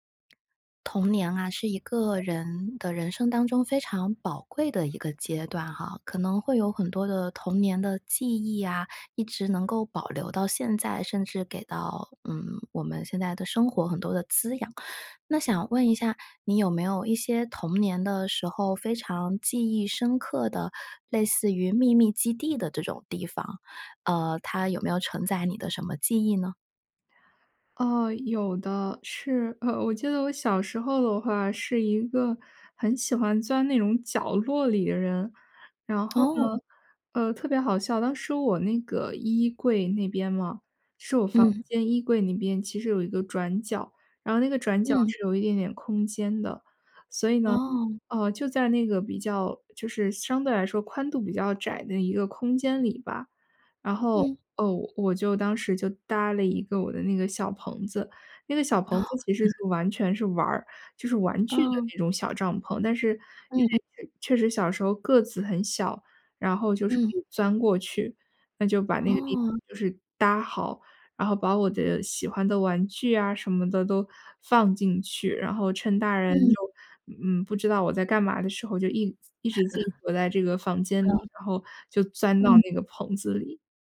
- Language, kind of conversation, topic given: Chinese, podcast, 你童年时有没有一个可以分享的秘密基地？
- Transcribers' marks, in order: other background noise; chuckle; chuckle; chuckle; other noise